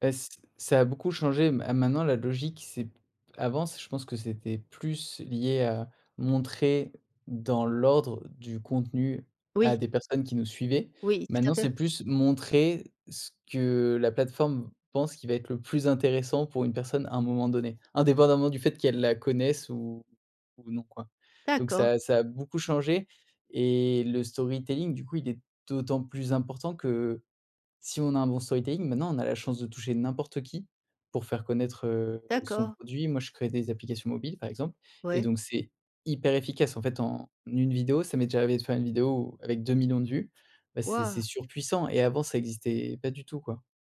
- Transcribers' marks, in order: in English: "storytelling"; in English: "storytelling"
- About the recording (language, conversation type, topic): French, podcast, Qu’est-ce qui, selon toi, fait un bon storytelling sur les réseaux sociaux ?